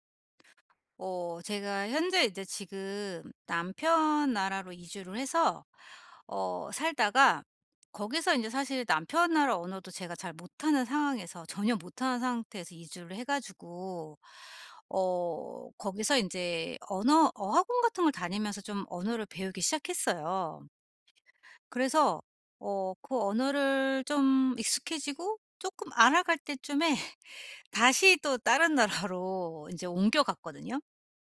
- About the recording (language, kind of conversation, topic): Korean, advice, 새로운 나라에서 언어 장벽과 문화 차이에 어떻게 잘 적응할 수 있나요?
- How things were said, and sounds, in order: other background noise; laughing while speaking: "때쯤에"; laughing while speaking: "나라로"; tapping